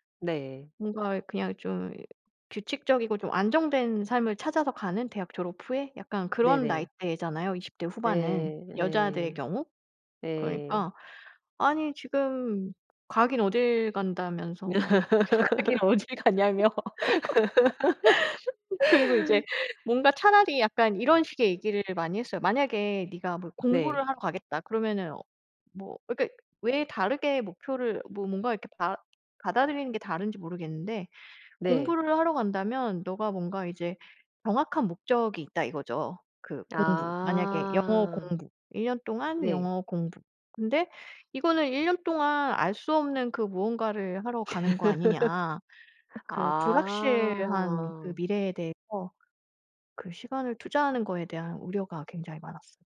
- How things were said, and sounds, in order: laughing while speaking: "가긴 어딜 가냐.며 그리고 이제"; laugh; other background noise; laugh
- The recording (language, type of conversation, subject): Korean, podcast, 용기를 냈던 경험을 하나 들려주실 수 있나요?